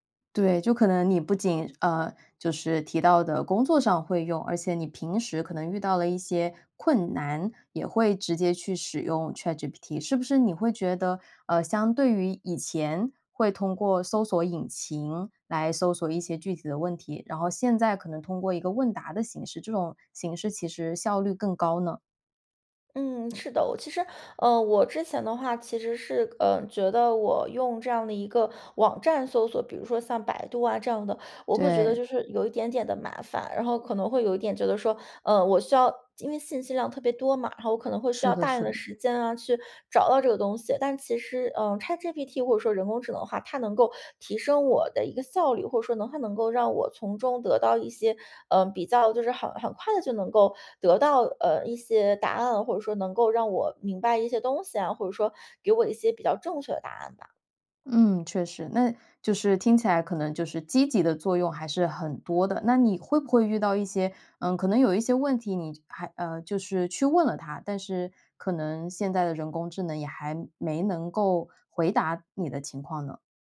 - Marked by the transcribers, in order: other background noise
- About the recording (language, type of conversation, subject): Chinese, podcast, 你如何看待人工智能在日常生活中的应用？